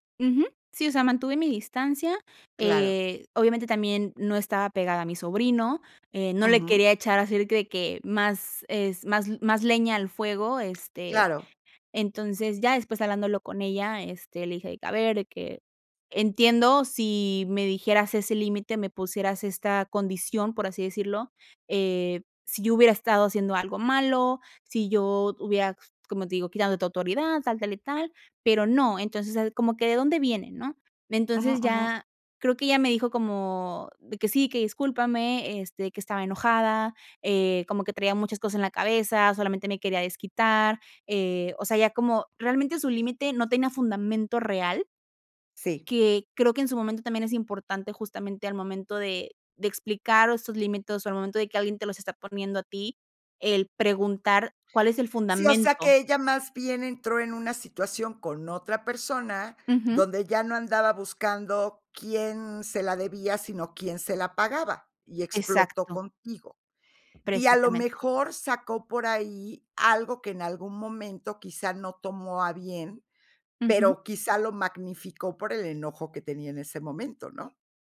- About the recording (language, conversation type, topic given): Spanish, podcast, ¿Cómo explicas tus límites a tu familia?
- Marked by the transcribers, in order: tapping